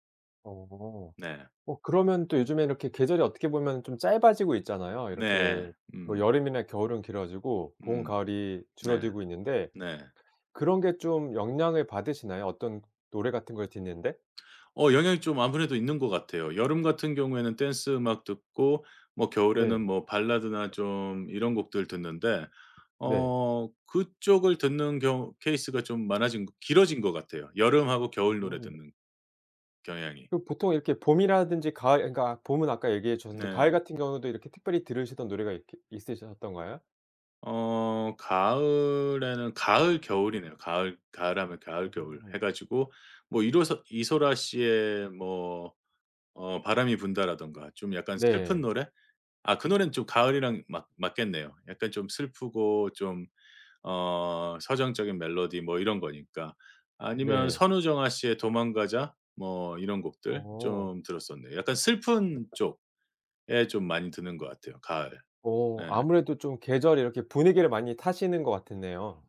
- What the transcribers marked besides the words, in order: tapping; other background noise
- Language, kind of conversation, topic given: Korean, podcast, 계절마다 떠오르는 노래가 있으신가요?